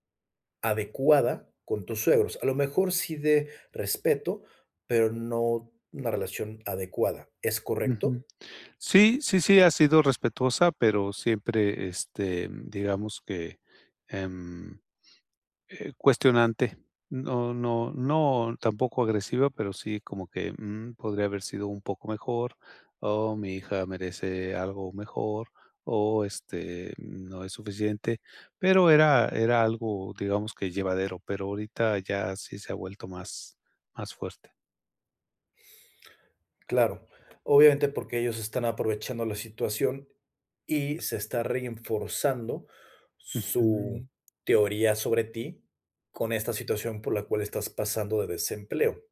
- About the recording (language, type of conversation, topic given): Spanish, advice, ¿Cómo puedo mantener la calma cuando alguien me critica?
- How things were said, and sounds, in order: tapping